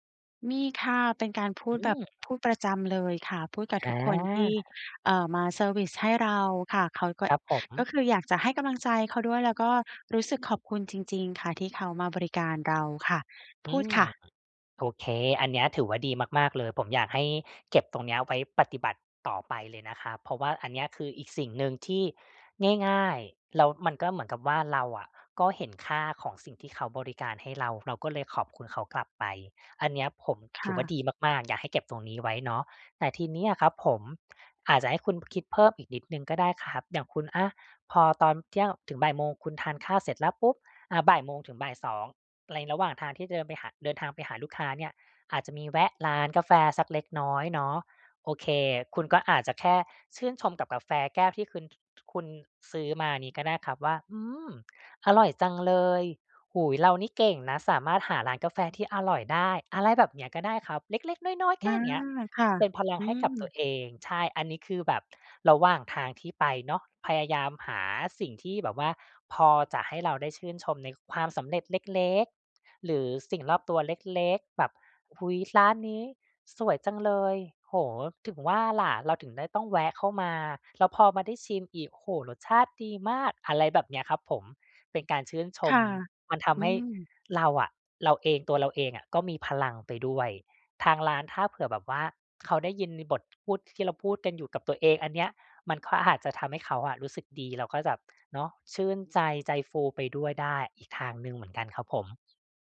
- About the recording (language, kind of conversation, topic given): Thai, advice, จะเริ่มเห็นคุณค่าของสิ่งเล็กๆ รอบตัวได้อย่างไร?
- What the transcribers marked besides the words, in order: other background noise; tapping